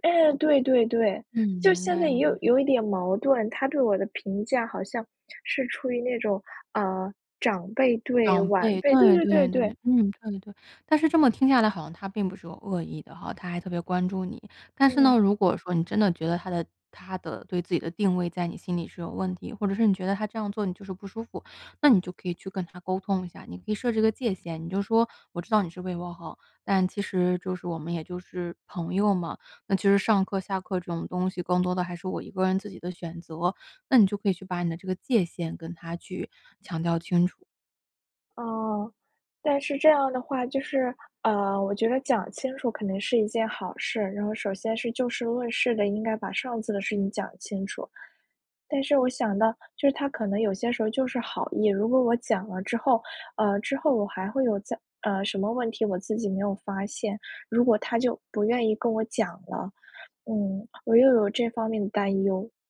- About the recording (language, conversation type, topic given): Chinese, advice, 朋友对我某次行为作出严厉评价让我受伤，我该怎么面对和沟通？
- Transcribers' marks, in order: none